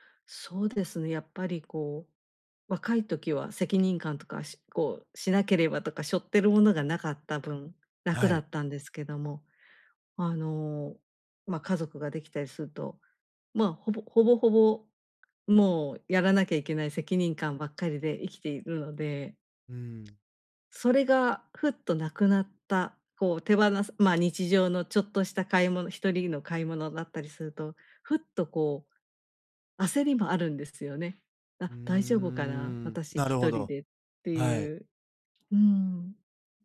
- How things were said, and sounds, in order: other background noise
- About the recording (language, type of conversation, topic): Japanese, advice, 別れた後の孤独感をどうやって乗り越えればいいですか？